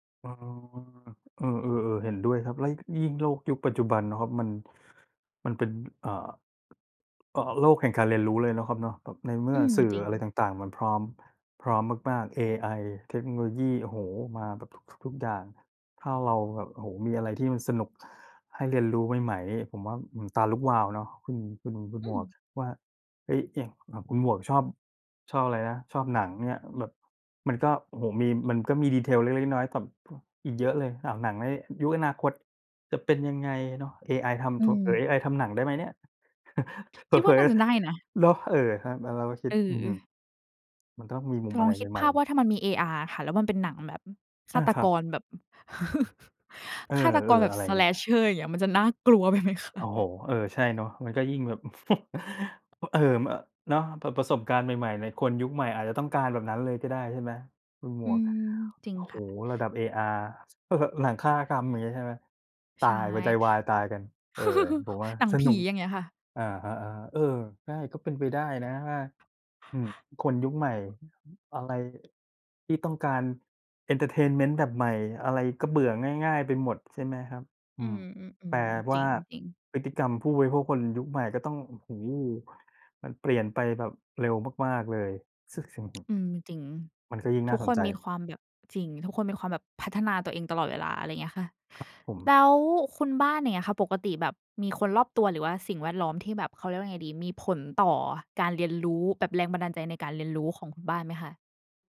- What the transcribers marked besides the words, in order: tapping; other background noise; chuckle; chuckle; laughing while speaking: "ไปไหมคะ ?"; chuckle; chuckle; chuckle; laugh; in English: "เอนเทอร์เทนเมนต์"
- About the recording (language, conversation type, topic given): Thai, unstructured, อะไรทำให้คุณมีแรงบันดาลใจในการเรียนรู้?